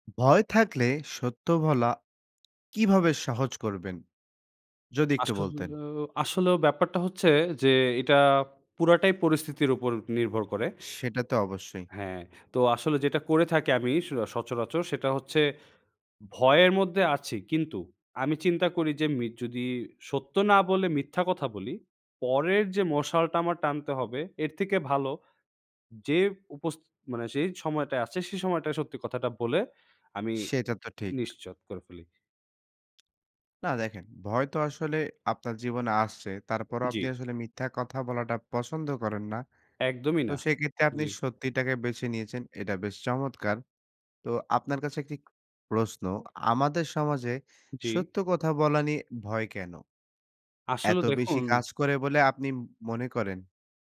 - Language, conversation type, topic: Bengali, podcast, ভয় কাটিয়ে সত্য কথা বলা কীভাবে সহজ করা যায়?
- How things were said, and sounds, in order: "আসলেও" said as "আসল্লেও"; "নিশ্চিত" said as "নিশ্চত"